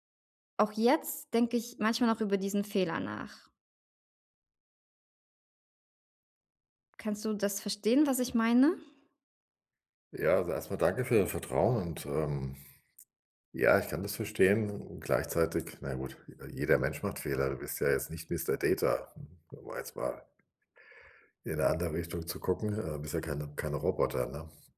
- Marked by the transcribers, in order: none
- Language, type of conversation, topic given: German, advice, Wie kann ich nach einem Fehler freundlicher mit mir selbst umgehen?